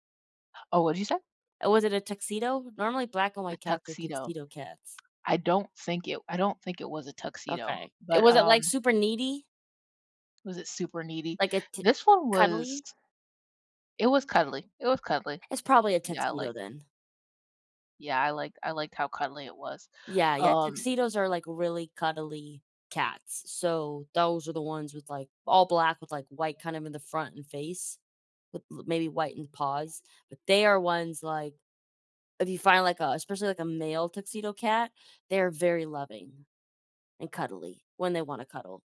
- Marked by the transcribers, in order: lip smack; tapping
- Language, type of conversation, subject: English, unstructured, How have pets brought your friends and family closer together lately?
- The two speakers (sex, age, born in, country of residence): female, 30-34, United States, United States; female, 35-39, United States, United States